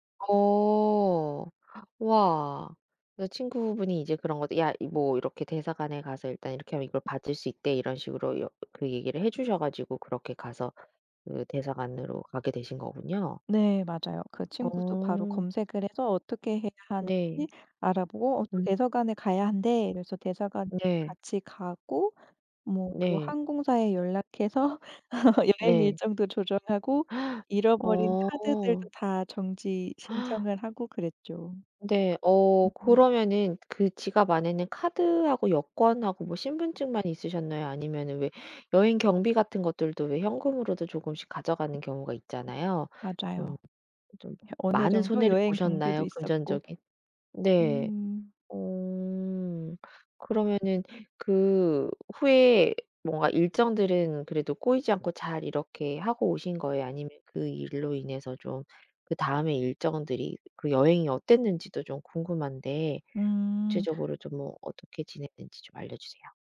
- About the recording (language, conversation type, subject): Korean, podcast, 여행 중 여권이나 신분증을 잃어버린 적이 있나요?
- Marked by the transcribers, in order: tapping; other background noise; laughing while speaking: "연락해서"; laugh; gasp; gasp